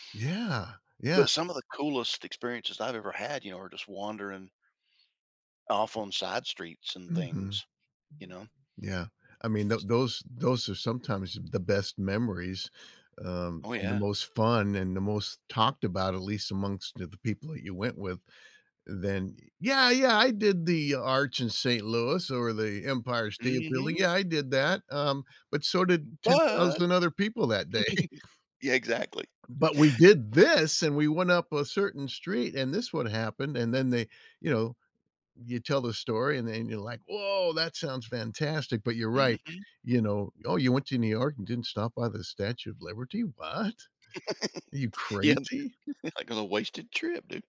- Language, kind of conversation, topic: English, unstructured, How should I choose famous sights versus exploring off the beaten path?
- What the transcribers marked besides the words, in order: other background noise; chuckle; stressed: "this"; laugh; laughing while speaking: "Yeah"; laugh